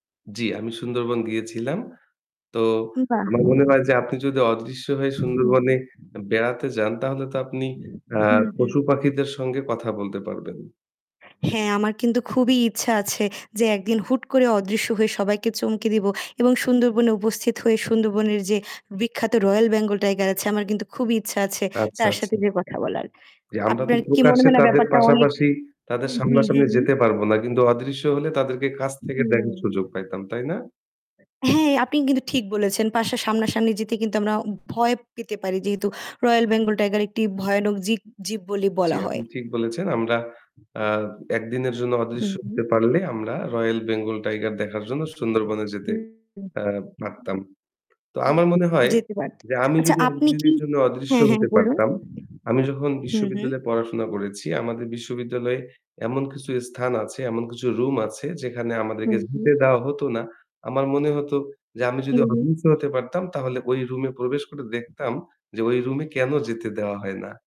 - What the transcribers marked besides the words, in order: static; other background noise; wind; distorted speech; mechanical hum
- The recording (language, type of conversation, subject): Bengali, unstructured, আপনি যদি এক দিনের জন্য অদৃশ্য হতে পারতেন, তাহলে আপনি কী করতেন?